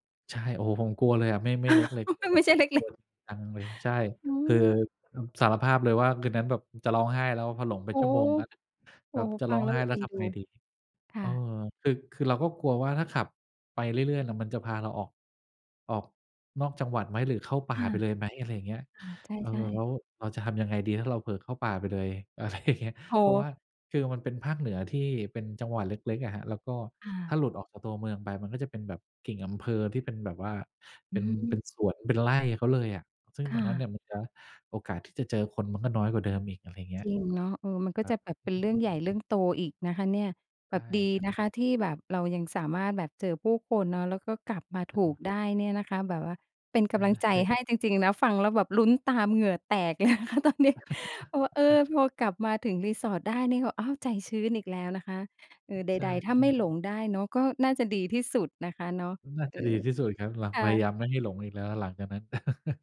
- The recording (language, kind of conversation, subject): Thai, podcast, มีช่วงไหนที่คุณหลงทางแล้วได้บทเรียนสำคัญไหม?
- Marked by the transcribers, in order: laugh; laughing while speaking: "ไม่ใช่เล็ก ๆ"; laughing while speaking: "อะไรอย่างเงี้ย"; laughing while speaking: "ใช่"; chuckle; laughing while speaking: "เลยนะคะตอนนี้"; chuckle